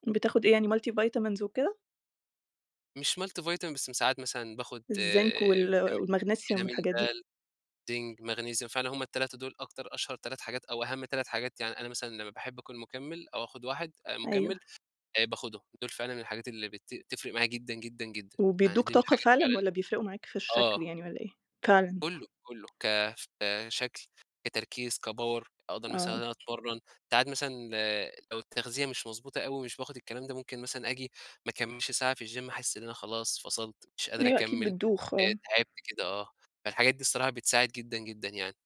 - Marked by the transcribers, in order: in English: "multivitamins"; in English: "multivitamin"; unintelligible speech; other background noise; tapping; in English: "كpower"; in English: "الجيم"
- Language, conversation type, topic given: Arabic, podcast, إيه هي عادة بسيطة غيّرت يومك للأحسن؟